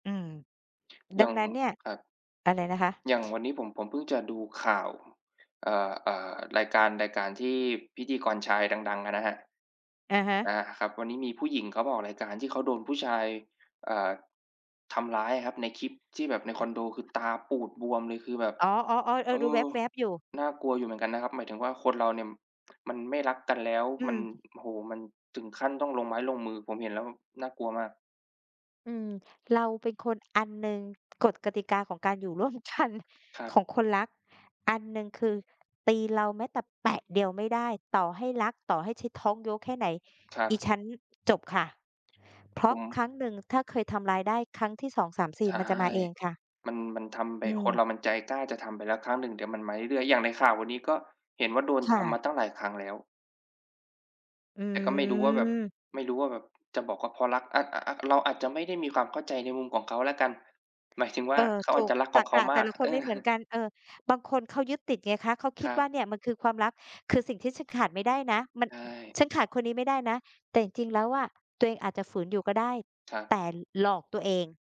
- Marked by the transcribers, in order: other background noise; tapping; laughing while speaking: "กัน"; drawn out: "อืม"; chuckle
- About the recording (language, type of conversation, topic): Thai, unstructured, ความไว้ใจส่งผลต่อความรักอย่างไร?